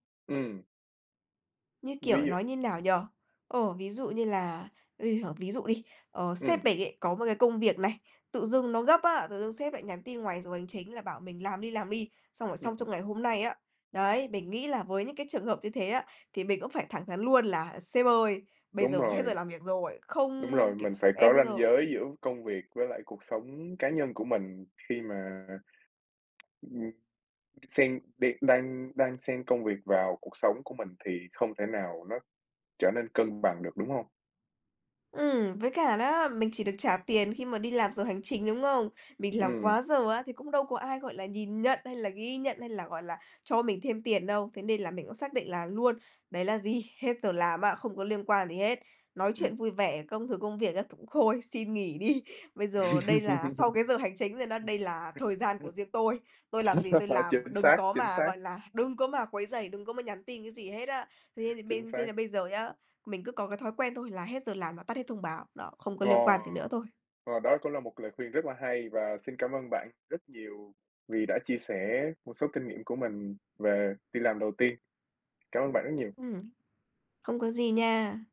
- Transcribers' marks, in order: tapping; unintelligible speech; other background noise; laugh; unintelligible speech; laugh
- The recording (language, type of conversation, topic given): Vietnamese, podcast, Kinh nghiệm đi làm lần đầu của bạn như thế nào?